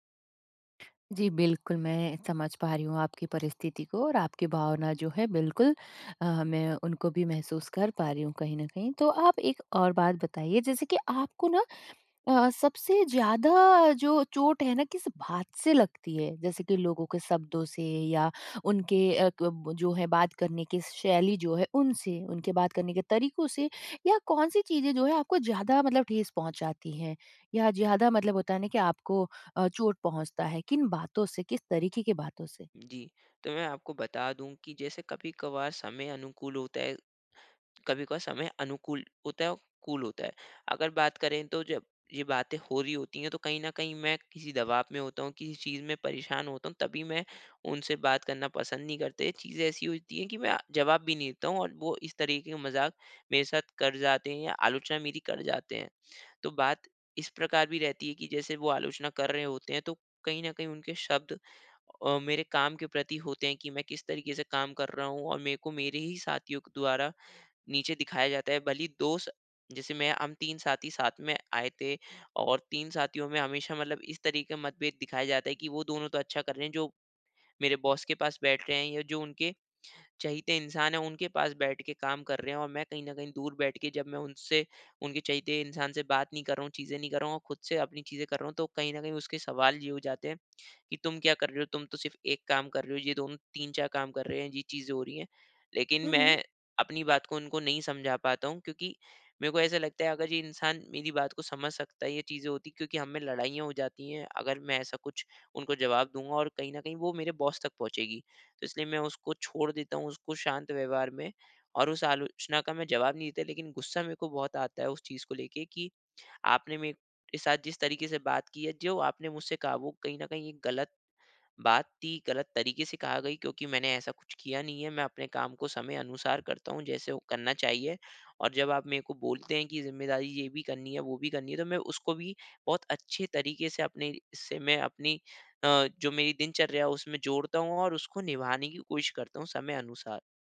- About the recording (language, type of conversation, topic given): Hindi, advice, आलोचना का जवाब मैं शांत तरीके से कैसे दे सकता/सकती हूँ, ताकि आक्रोश व्यक्त किए बिना अपनी बात रख सकूँ?
- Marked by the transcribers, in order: in English: "कूल"